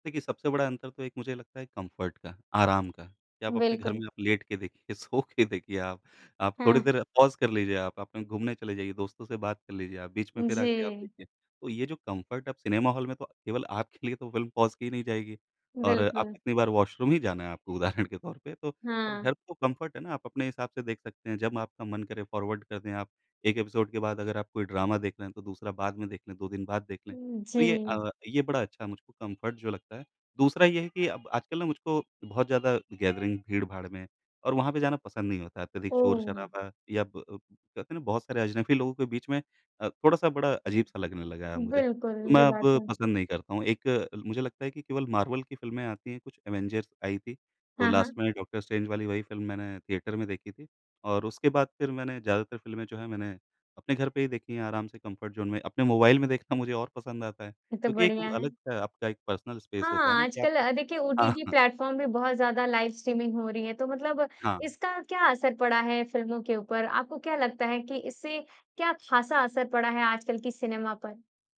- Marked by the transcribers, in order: in English: "कम्फ़र्ट"; laughing while speaking: "सो के देखिए"; in English: "पॉज़"; in English: "कम्फ़र्ट"; in English: "हॉल"; laughing while speaking: "आपके लिए"; in English: "पॉज़"; in English: "वॉशरूम"; laughing while speaking: "उदाहरण के"; in English: "कम्फ़र्ट"; in English: "फ़ॉरवर्ड"; in English: "एपिसोड"; in English: "ड्रामा"; in English: "कम्फ़र्ट"; in English: "गैदरिंग"; in English: "थिएटर"; in English: "कम्फ़र्ट"; in English: "पर्सनल स्पेस"; laughing while speaking: "हाँ"; in English: "प्लेटफ़ॉर्म"; in English: "लाइव-स्ट्रीमिंग"
- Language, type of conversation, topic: Hindi, podcast, बचपन की कौन-सी फिल्म आज भी आपको रुला देती या हँसा देती है?